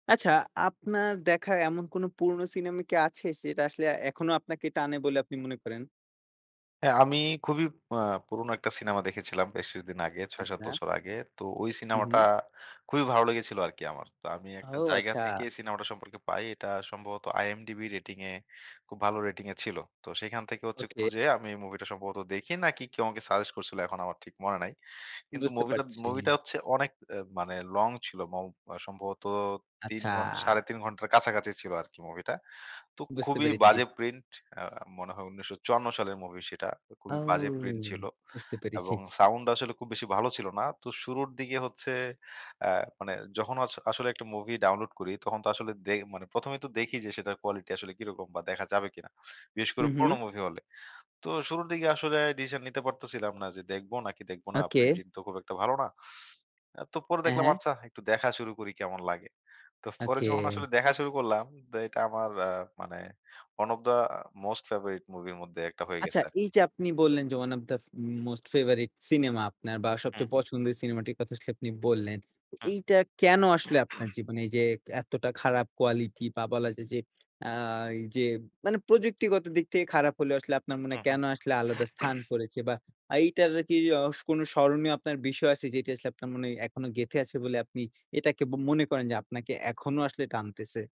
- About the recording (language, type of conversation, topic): Bengali, podcast, পুরনো সিনেমা কেন আজও আমাদের টানে?
- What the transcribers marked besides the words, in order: in English: "I-M-D-B rating"; sniff; laughing while speaking: "তো পরে যখন আসলে দেখা শুরু করলাম"; in English: "one of the most favorite movie"; in English: "one of the f most favorite"; throat clearing; throat clearing